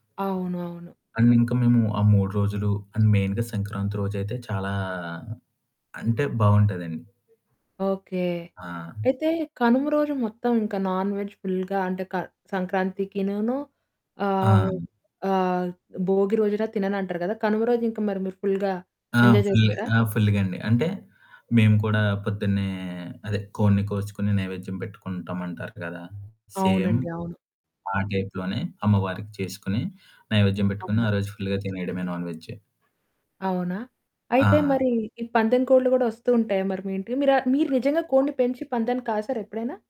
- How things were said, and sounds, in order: static; in English: "అండ్"; in English: "అండ్ మెయిన్‌గా"; in English: "నాన్ వెజ్ ఫుల్‌గా"; other background noise; in English: "ఫుల్‌గా ఎంజాయ్"; in English: "ఫుల్"; in English: "సేమ్"; in English: "టైప్‌లోనే"; in English: "ఫుల్‌గా"; in English: "నాన్ వేజ్"
- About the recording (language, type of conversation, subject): Telugu, podcast, పల్లెటూరు పండుగ లేదా జాతరలో పూర్తిగా మునిగిపోయిన ఒక రోజు అనుభవాన్ని మీరు వివరంగా చెప్పగలరా?